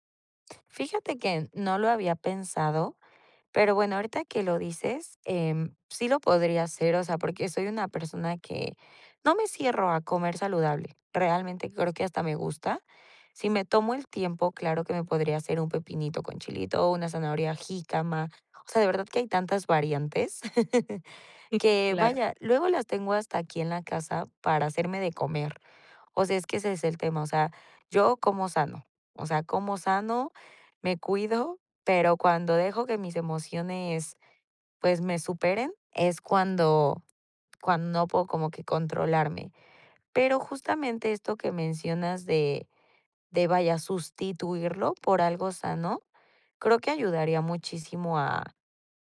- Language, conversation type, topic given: Spanish, advice, ¿Cómo puedo controlar los antojos y gestionar mis emociones sin sentirme mal?
- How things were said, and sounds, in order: chuckle; laugh; other background noise